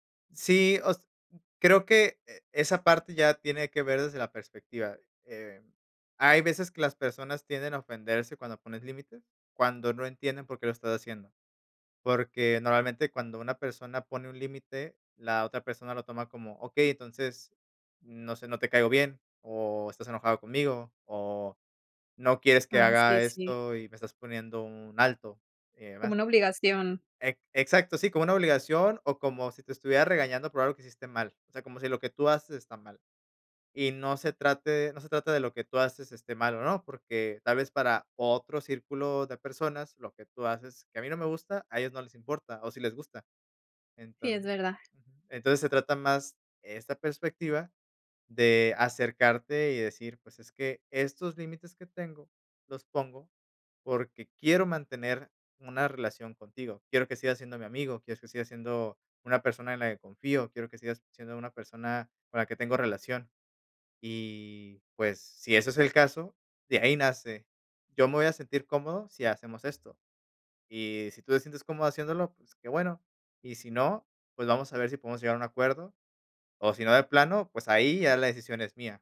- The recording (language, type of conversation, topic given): Spanish, podcast, ¿Cómo puedo poner límites con mi familia sin que se convierta en una pelea?
- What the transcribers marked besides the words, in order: none